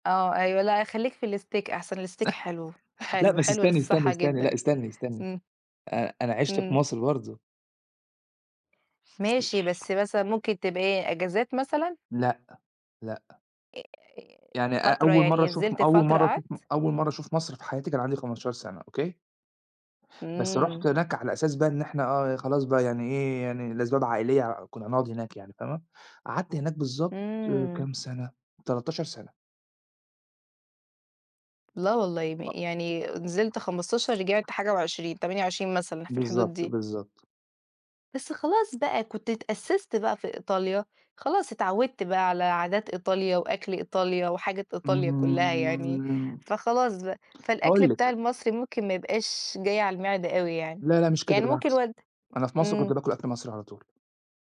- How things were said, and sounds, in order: laugh; other background noise; tapping
- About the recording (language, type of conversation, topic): Arabic, unstructured, إيه أكتر أكلة بتحبّها وليه؟